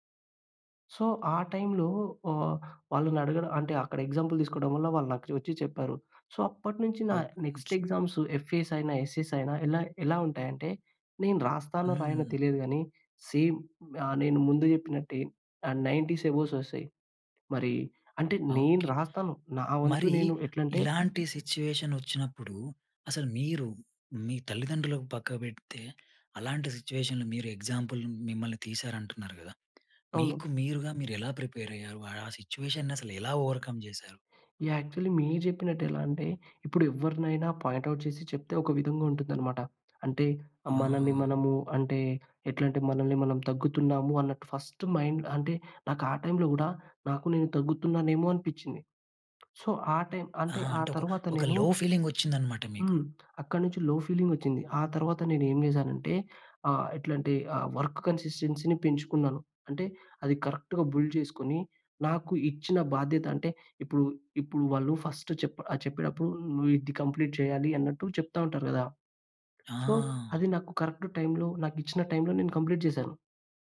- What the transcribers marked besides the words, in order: in English: "సో"; in English: "ఎగ్జాంపుల్"; in English: "సో"; other noise; in English: "నెక్స్ట్ ఎగ్జామ్స్ ఎఫ్ఏఎస్"; in English: "ఎస్ఏఎస్"; in English: "సేమ్"; in English: "నైంటీ‌స్ అబోవ్స్"; in English: "సిట్యుయేషన్"; in English: "సిట్యుయేషన్‌లో"; in English: "ఎగ్జాంపుల్"; in English: "ప్రిపేర్"; other background noise; in English: "సిట్యుయేషన్‌ని"; in English: "ఓవర్‌కమ్"; in English: "యాక్చువల్లీ"; in English: "పాయింట్ ఔట్"; in English: "ఫస్ట్ మైండ్"; tapping; in English: "సో"; in English: "లో ఫీలింగ్"; tongue click; in English: "లో ఫీలింగ్"; in English: "వర్క్ కన్‌సిస్టెన్సీ"; in English: "కరెక్ట్‌గా బుల్డ్"; in English: "ఫస్ట్"; in English: "కంప్లీట్"; in English: "సో"; in English: "కరెక్ట్"; in English: "కంప్లీట్"
- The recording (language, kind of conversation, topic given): Telugu, podcast, మీ పని ద్వారా మీరు మీ గురించి ఇతరులు ఏమి తెలుసుకోవాలని కోరుకుంటారు?